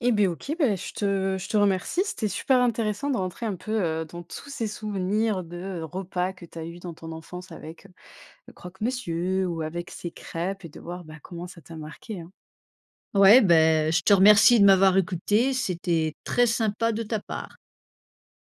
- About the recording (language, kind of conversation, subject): French, podcast, Que t’évoque la cuisine de chez toi ?
- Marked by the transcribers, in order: stressed: "très"